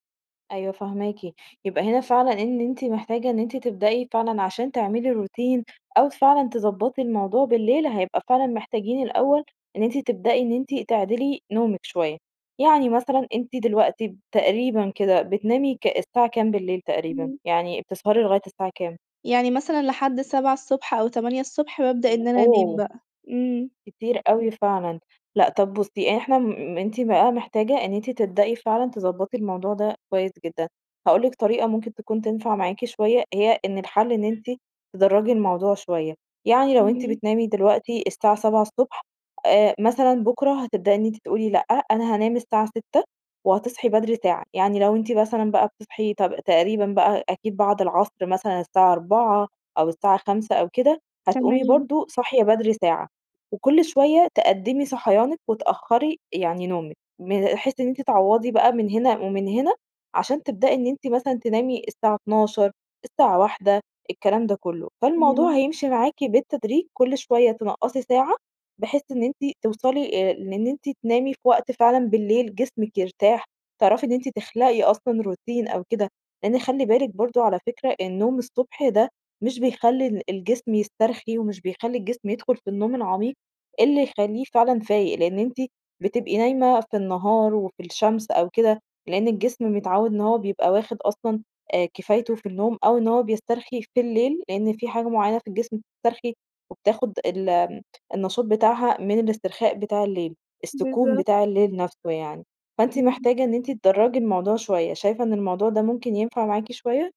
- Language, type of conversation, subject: Arabic, advice, ازاي اقدر انام كويس واثبت على ميعاد نوم منتظم؟
- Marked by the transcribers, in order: horn; other background noise